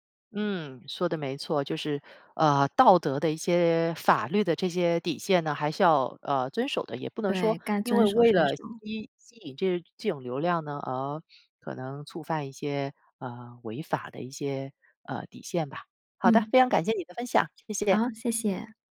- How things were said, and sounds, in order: other background noise
- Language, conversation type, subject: Chinese, podcast, 社交媒体怎样改变你的表达？